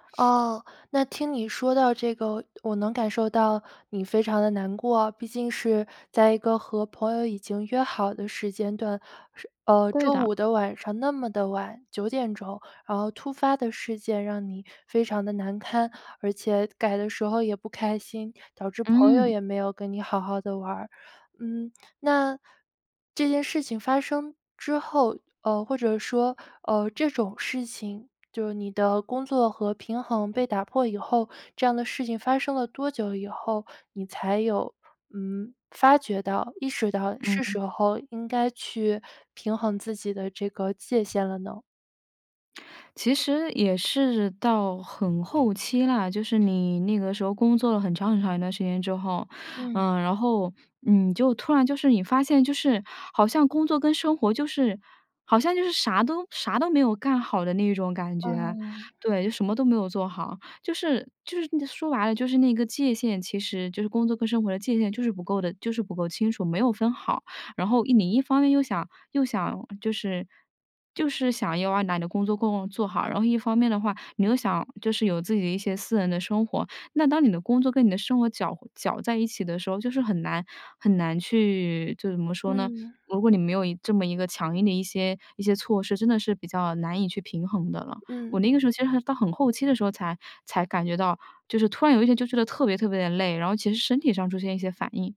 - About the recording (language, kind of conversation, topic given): Chinese, podcast, 如何在工作和生活之间划清并保持界限？
- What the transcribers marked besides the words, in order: none